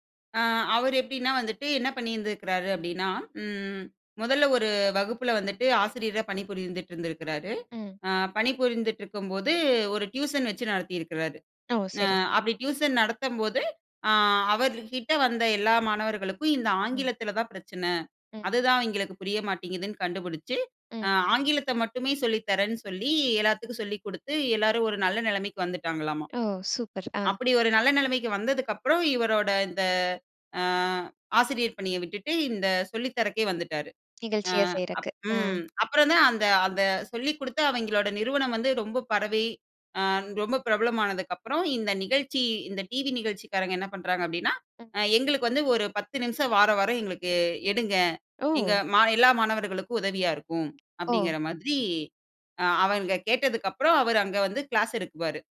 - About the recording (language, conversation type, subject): Tamil, podcast, உங்கள் நெஞ்சத்தில் நிற்கும் ஒரு பழைய தொலைக்காட்சி நிகழ்ச்சியை விவரிக்க முடியுமா?
- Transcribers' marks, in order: other noise